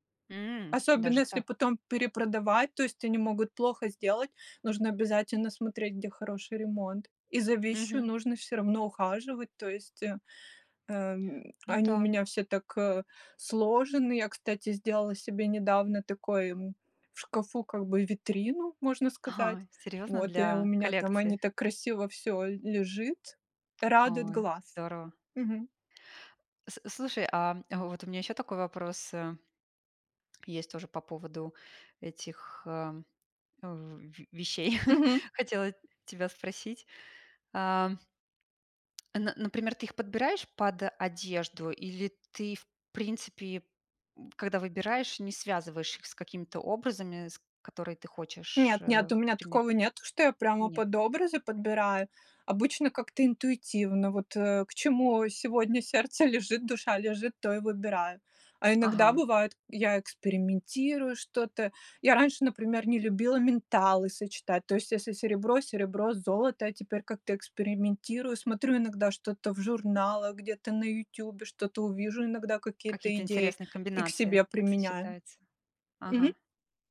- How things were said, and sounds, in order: tsk; tapping; chuckle; tsk; "металлы" said as "менталлы"
- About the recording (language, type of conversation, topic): Russian, podcast, Какое у вас любимое хобби и как и почему вы им увлеклись?